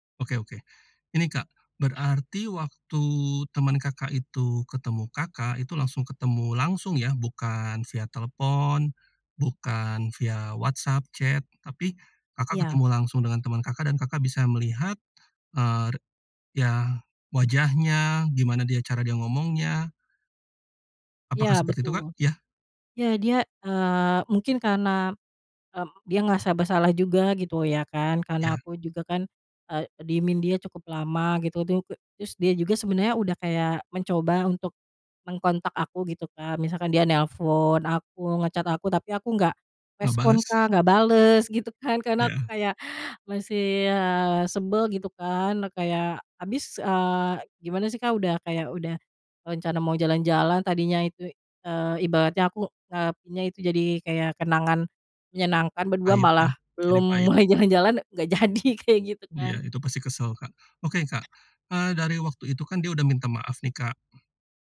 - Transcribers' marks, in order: other background noise; in English: "chat"; in English: "nge-chat"; tapping
- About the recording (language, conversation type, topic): Indonesian, podcast, Bagaimana kamu membangun kembali kepercayaan setelah terjadi perselisihan?